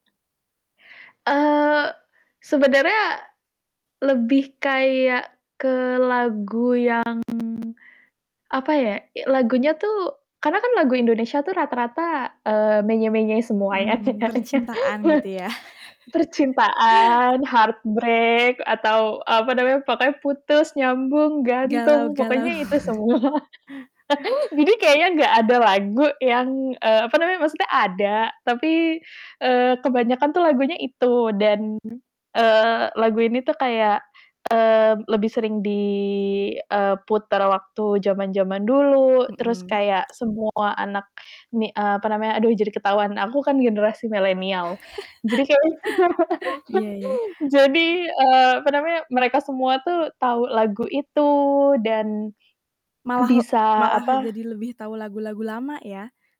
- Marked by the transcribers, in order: tapping; mechanical hum; laughing while speaking: "kayaknya"; laugh; static; in English: "heart break"; chuckle; laughing while speaking: "semua"; distorted speech; laugh; laugh; laugh; laughing while speaking: "kayak"; laugh
- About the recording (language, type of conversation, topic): Indonesian, podcast, Apa lagu andalanmu saat karaoke, dan kenapa?